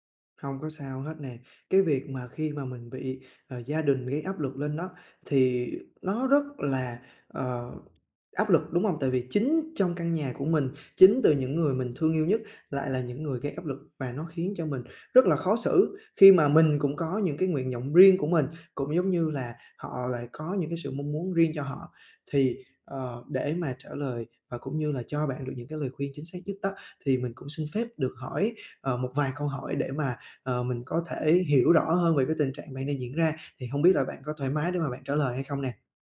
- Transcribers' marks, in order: tapping
- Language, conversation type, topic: Vietnamese, advice, Làm sao để đối mặt với áp lực từ gia đình khi họ muốn tôi chọn nghề ổn định và thu nhập cao?